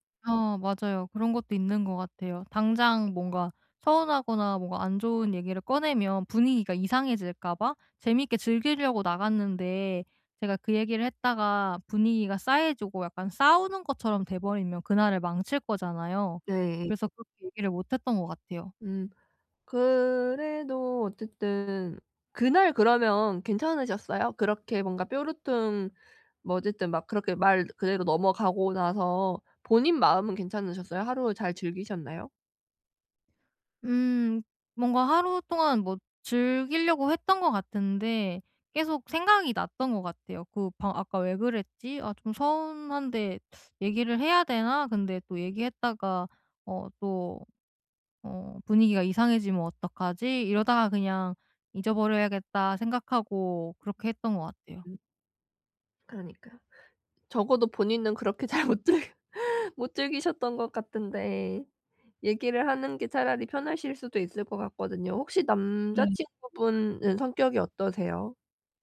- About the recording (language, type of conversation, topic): Korean, advice, 파트너에게 내 감정을 더 잘 표현하려면 어떻게 시작하면 좋을까요?
- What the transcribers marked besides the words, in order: other background noise; "즐기려고" said as "즐길려고"; laughing while speaking: "잘못 즐겼"